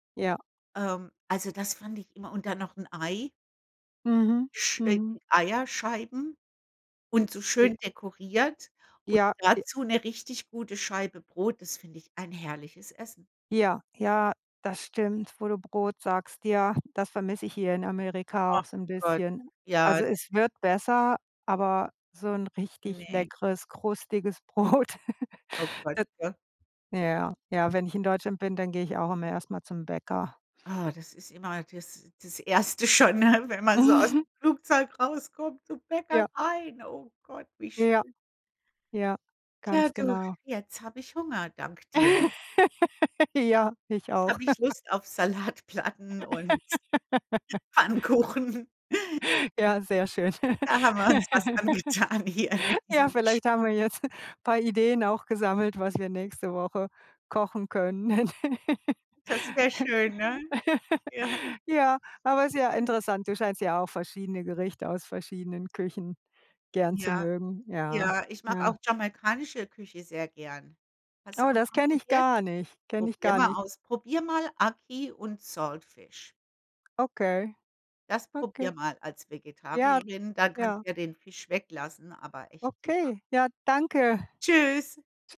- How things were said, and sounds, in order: other background noise; laughing while speaking: "Brot"; giggle; laughing while speaking: "ne?"; joyful: "Wenn man so ausm Flugzeug … Gott, wie schön"; laughing while speaking: "Mhm"; put-on voice: "Bäcker rein"; laugh; laugh; laughing while speaking: "Salatplatten und Pfannkuchen"; laugh; laughing while speaking: "Da haben wir uns was angetan hier mit diesem Gesprä"; chuckle; laugh; other noise; in English: "Saltfish"
- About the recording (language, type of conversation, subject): German, unstructured, Welche Küche magst du am liebsten, und was isst du dort besonders gern?
- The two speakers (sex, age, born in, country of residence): female, 55-59, Germany, United States; female, 55-59, Germany, United States